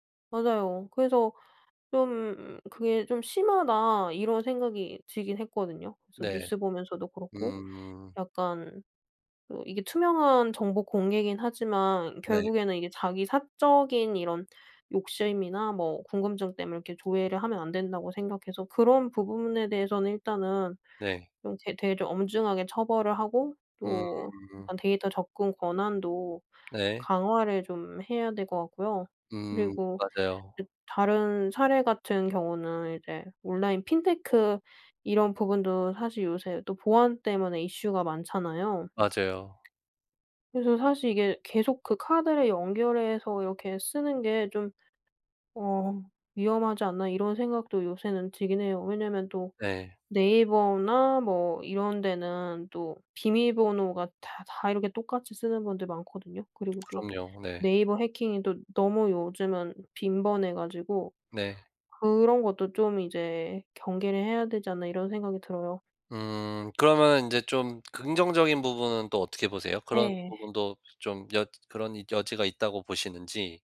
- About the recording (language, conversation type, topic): Korean, podcast, 내 데이터 소유권은 누구에게 있어야 할까?
- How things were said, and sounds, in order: other background noise